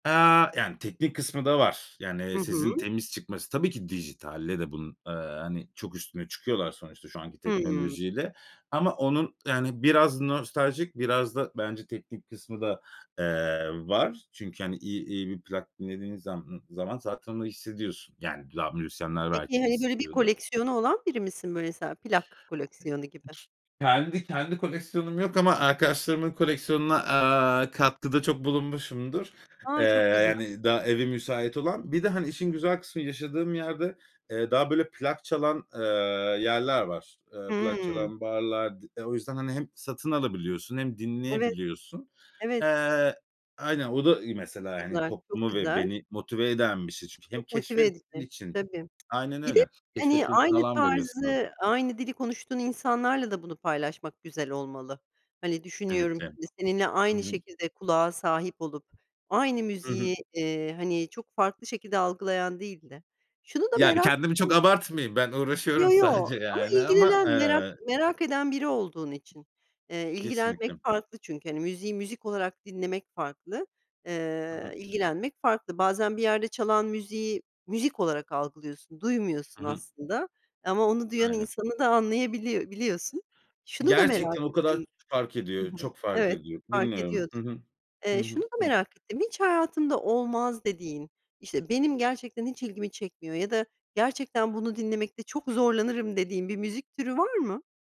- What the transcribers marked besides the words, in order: tapping; other background noise
- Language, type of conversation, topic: Turkish, podcast, Yeni müzikleri genelde nasıl keşfedersin?